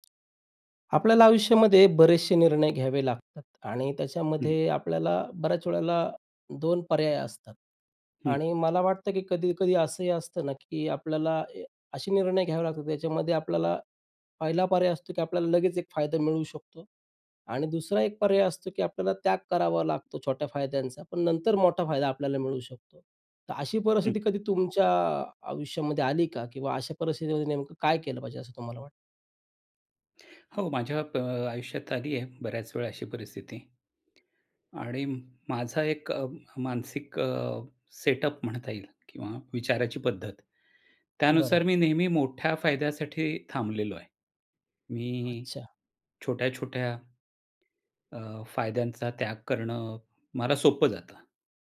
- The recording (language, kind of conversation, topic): Marathi, podcast, थोडा त्याग करून मोठा फायदा मिळवायचा की लगेच फायदा घ्यायचा?
- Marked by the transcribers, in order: tapping